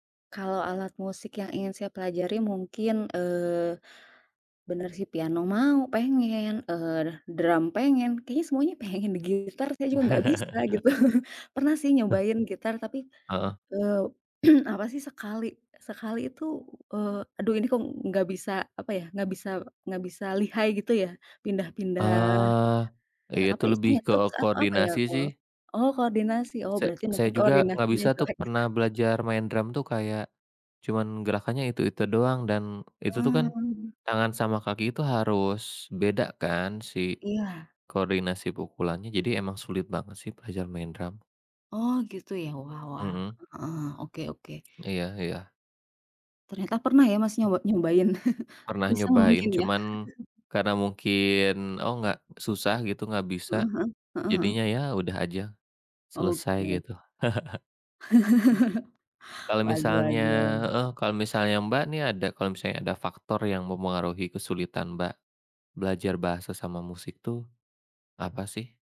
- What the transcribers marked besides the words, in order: laugh; chuckle; throat clearing; unintelligible speech; other background noise; chuckle; chuckle
- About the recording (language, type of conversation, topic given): Indonesian, unstructured, Mana yang lebih menantang: belajar bahasa asing atau mempelajari alat musik?